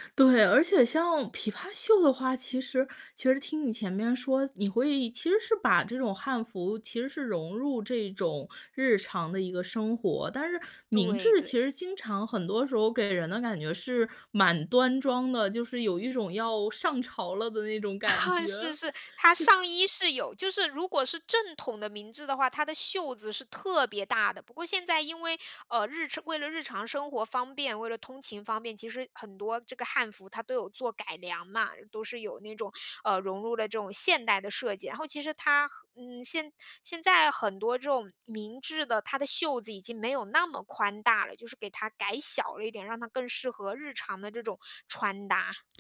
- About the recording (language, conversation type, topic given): Chinese, podcast, 你平常是怎么把传统元素和潮流风格混搭在一起的？
- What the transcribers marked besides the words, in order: laugh